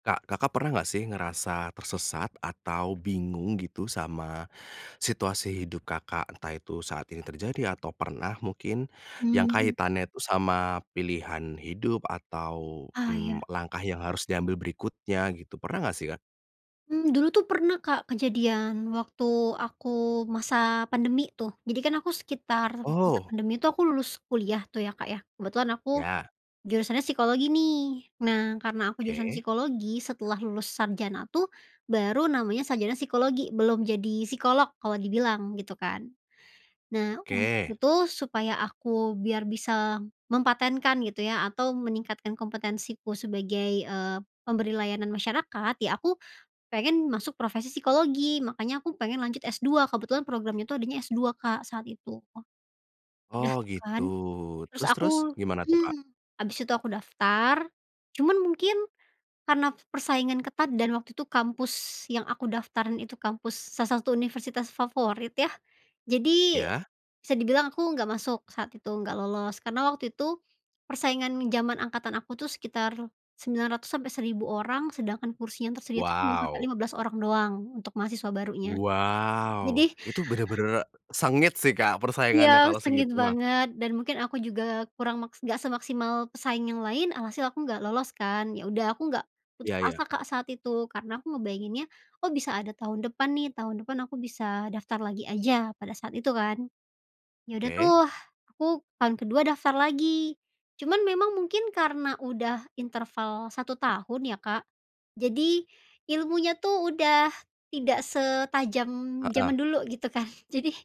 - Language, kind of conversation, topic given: Indonesian, podcast, Pernah ngerasa tersesat? Gimana kamu keluar dari situ?
- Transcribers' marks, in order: tapping; laughing while speaking: "kan. Jadi"